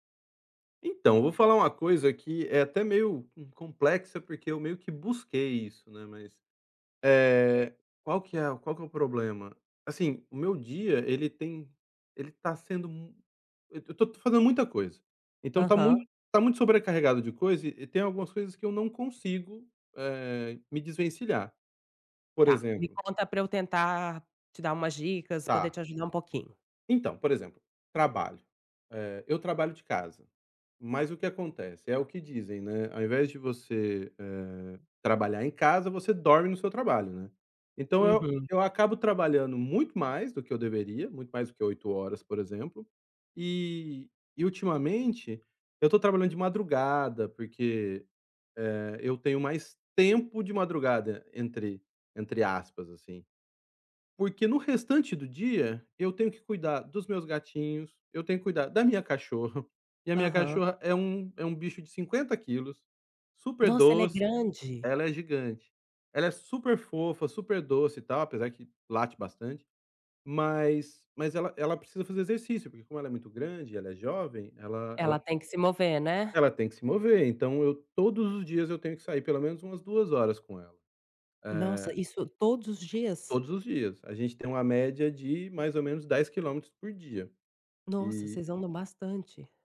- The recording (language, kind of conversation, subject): Portuguese, advice, Como lidar com a sobrecarga quando as responsabilidades aumentam e eu tenho medo de falhar?
- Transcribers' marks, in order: other background noise